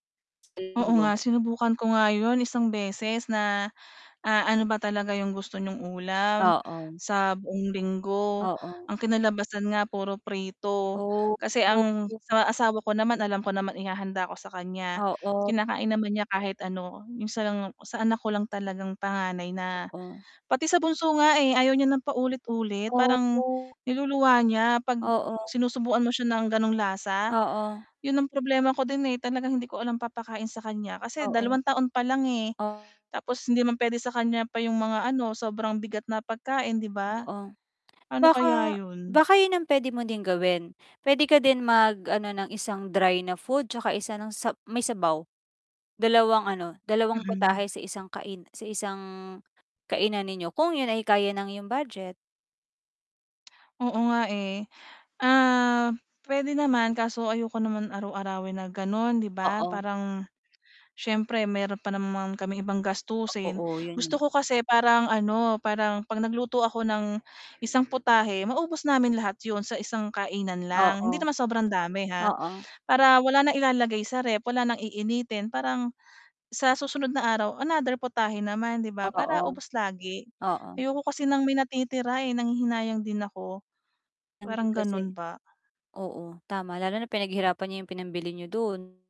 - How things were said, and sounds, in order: distorted speech; mechanical hum; static; unintelligible speech; tongue click; tapping; other background noise; other street noise; tongue click
- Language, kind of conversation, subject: Filipino, advice, Paano ako makapaghahanda ng pagkain para sa buong linggo?
- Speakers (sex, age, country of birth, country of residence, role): female, 35-39, Philippines, Philippines, advisor; female, 40-44, Philippines, Philippines, user